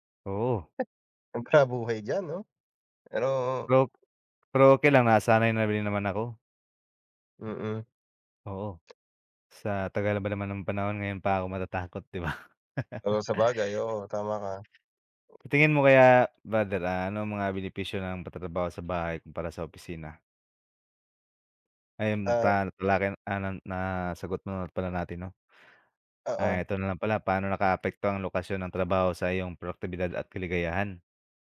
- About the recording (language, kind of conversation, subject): Filipino, unstructured, Mas pipiliin mo bang magtrabaho sa opisina o sa bahay?
- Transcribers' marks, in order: chuckle; laugh